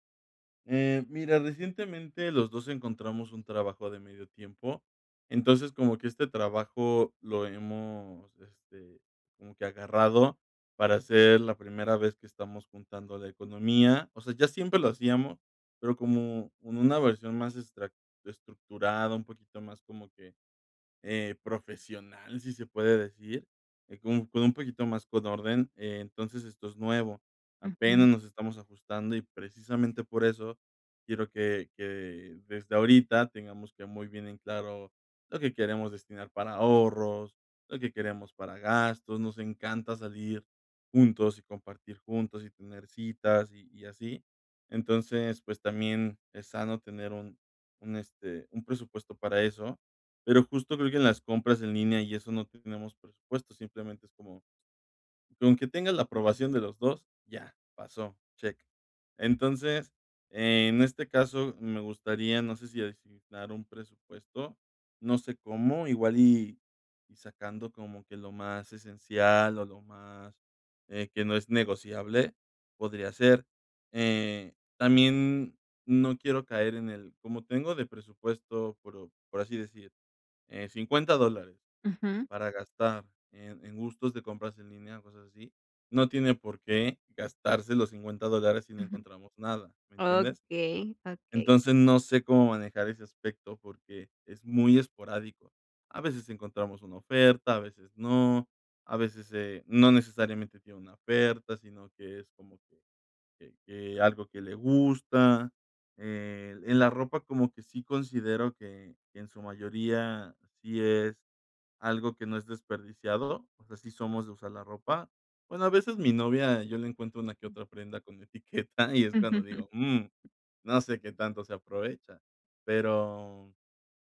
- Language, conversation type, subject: Spanish, advice, ¿Cómo puedo comprar lo que necesito sin salirme de mi presupuesto?
- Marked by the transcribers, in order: tapping; in English: "check"; other background noise; laughing while speaking: "etiqueta"; chuckle